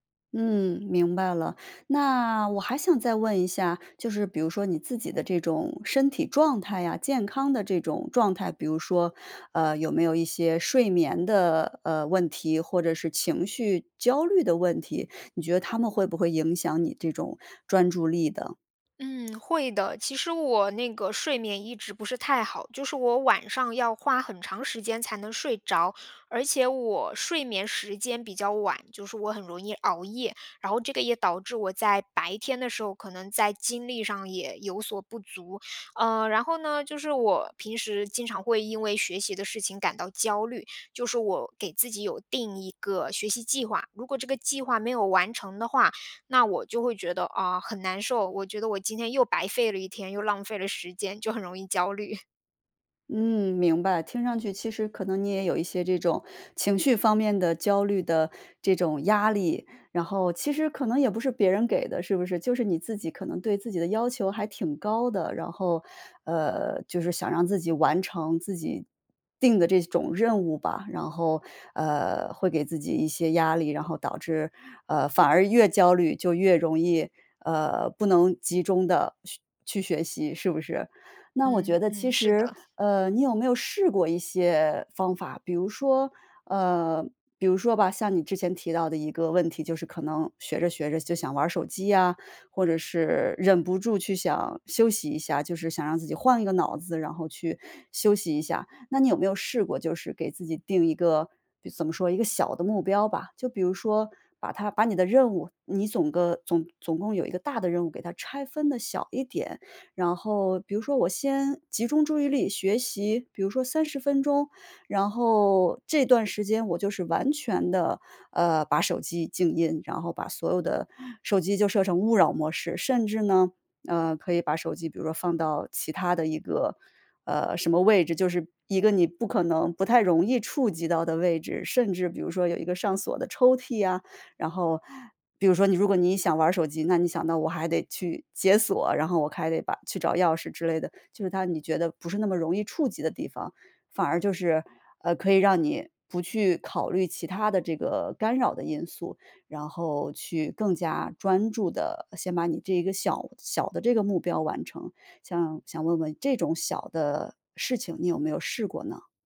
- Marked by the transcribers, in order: chuckle
- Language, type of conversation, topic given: Chinese, advice, 我为什么总是容易分心，导致任务无法完成？